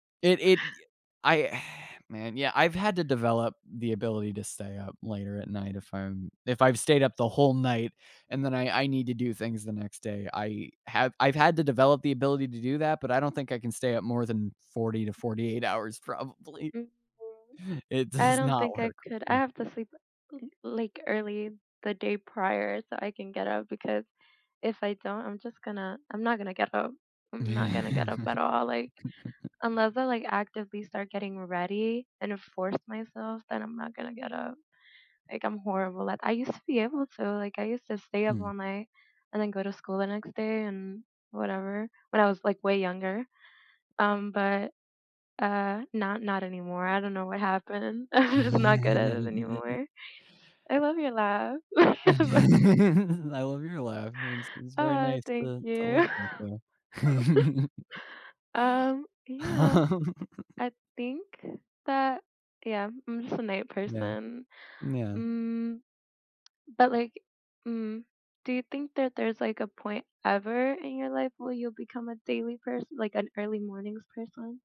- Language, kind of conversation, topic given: English, unstructured, How do your daily routines and energy levels change depending on whether you wake up early or stay up late?
- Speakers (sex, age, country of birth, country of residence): female, 18-19, United States, United States; male, 18-19, United States, United States
- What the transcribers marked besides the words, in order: sigh; other background noise; laughing while speaking: "probably"; other noise; chuckle; chuckle; laughing while speaking: "I'm"; tapping; laugh; chuckle; unintelligible speech; chuckle; laugh